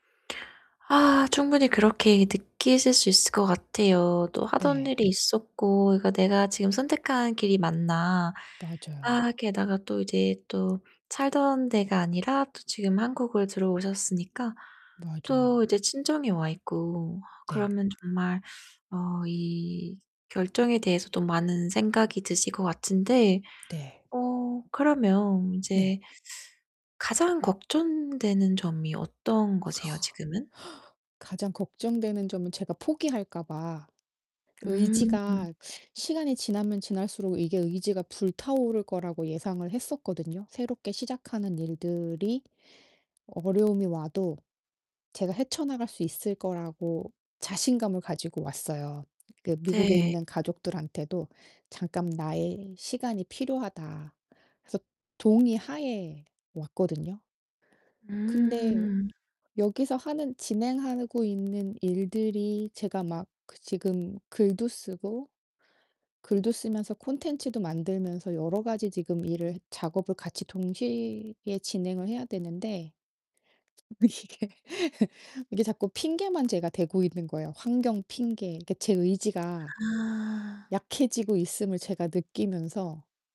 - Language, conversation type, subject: Korean, advice, 최근 큰 변화로 안정감을 잃었는데, 결정을 되돌리거나 앞으로의 방향을 다시 잡아야 할까요?
- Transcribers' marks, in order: distorted speech; tapping; other background noise; laughing while speaking: "이게"; laugh